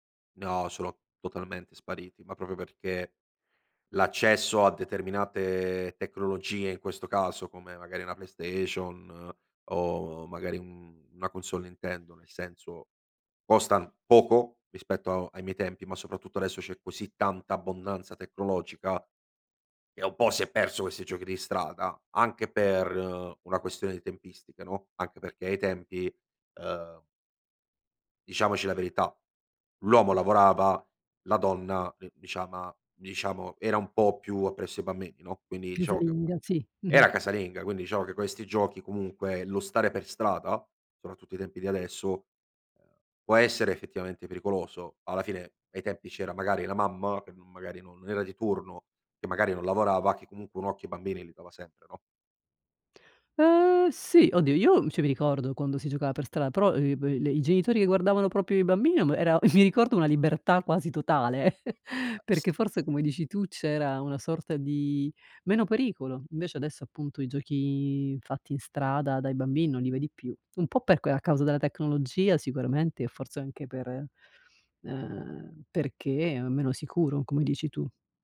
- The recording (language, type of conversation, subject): Italian, podcast, Che giochi di strada facevi con i vicini da piccolo?
- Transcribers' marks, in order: "cioè" said as "ceh"; laughing while speaking: "era"; sneeze; chuckle